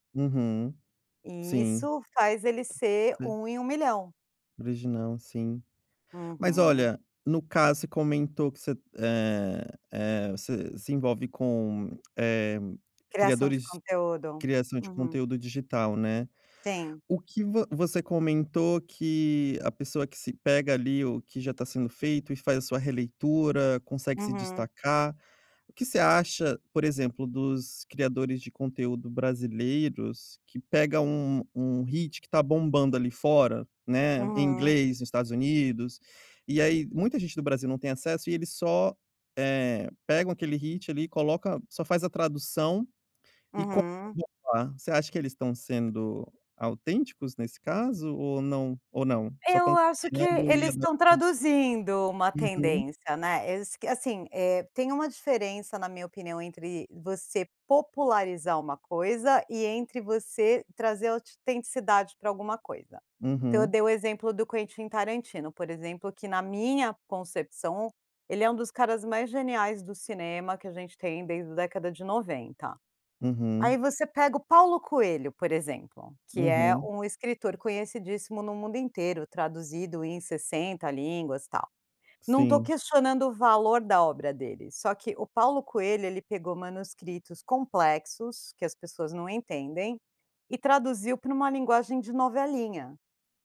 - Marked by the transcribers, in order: "autenticidade" said as "autitenticidade"
- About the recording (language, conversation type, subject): Portuguese, podcast, Como a autenticidade influencia o sucesso de um criador de conteúdo?